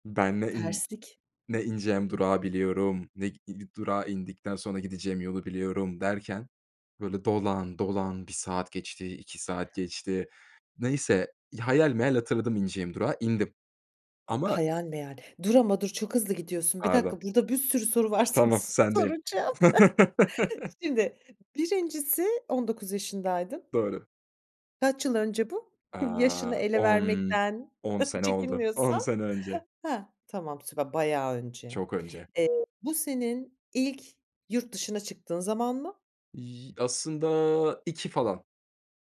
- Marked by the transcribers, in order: other background noise; laughing while speaking: "sana soracağım"; laugh; chuckle; tapping; chuckle; laughing while speaking: "on sene önce"; laughing while speaking: "aslında"
- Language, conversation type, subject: Turkish, podcast, Yurt dışındayken kaybolduğun bir anını anlatır mısın?